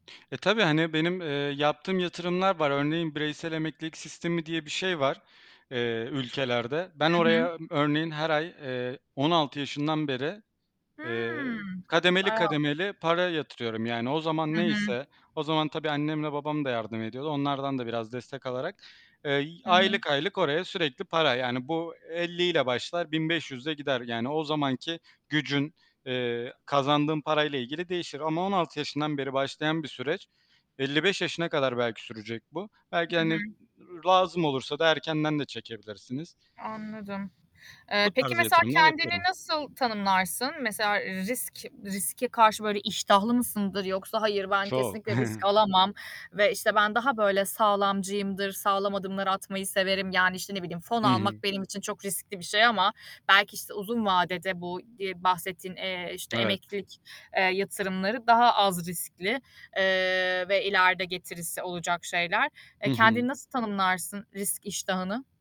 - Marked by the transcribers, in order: static; tapping; mechanical hum; in English: "Wow!"; other background noise; chuckle
- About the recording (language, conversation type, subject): Turkish, podcast, Tutkunla para kazanma arasında nasıl bir denge kuruyorsun?